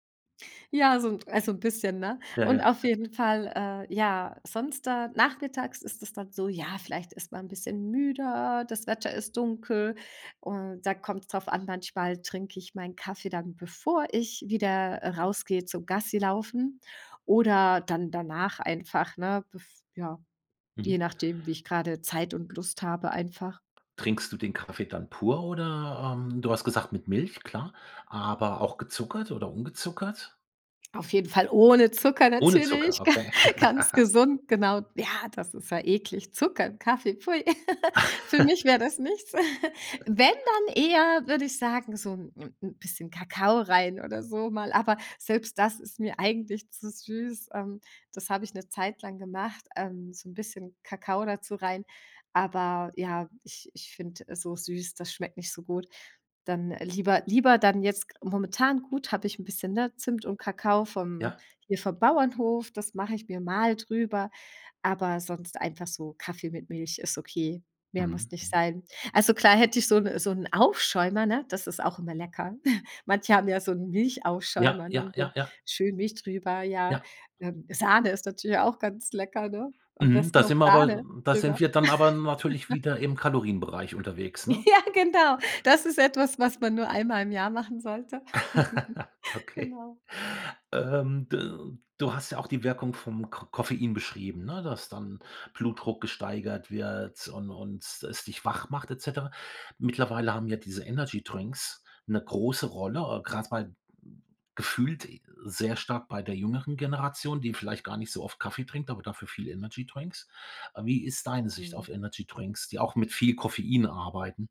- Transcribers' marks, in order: stressed: "bevor"; stressed: "ohne"; laughing while speaking: "ga"; laugh; laugh; other background noise; stressed: "mal"; chuckle; laugh; laughing while speaking: "Ja, genau"; laugh
- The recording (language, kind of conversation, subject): German, podcast, Welche Rolle spielt Koffein für deine Energie?